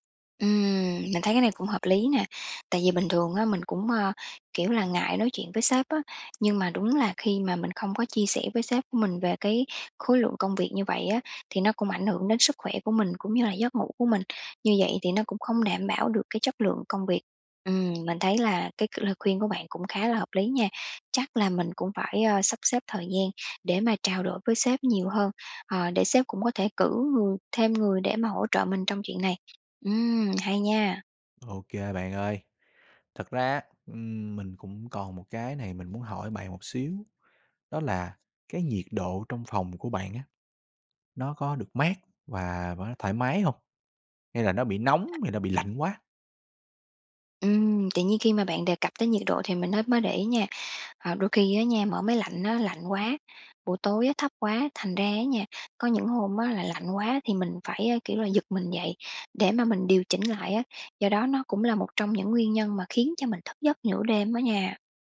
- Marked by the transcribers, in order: tapping; other background noise
- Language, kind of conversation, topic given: Vietnamese, advice, Vì sao tôi thức giấc nhiều lần giữa đêm và sáng hôm sau lại kiệt sức?